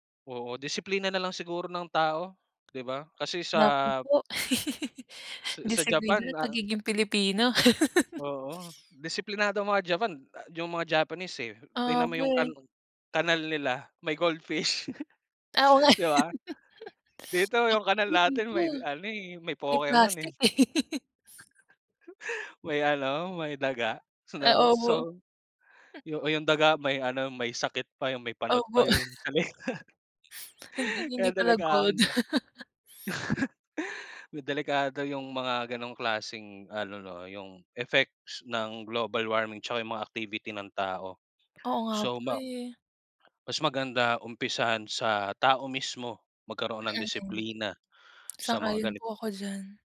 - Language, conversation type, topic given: Filipino, unstructured, Ano ang masasabi mo tungkol sa epekto ng pag-init ng daigdig sa mundo?
- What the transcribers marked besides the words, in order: laugh; laugh; laugh; chuckle; laugh; chuckle; chuckle; chuckle; laughing while speaking: "leeg"; laugh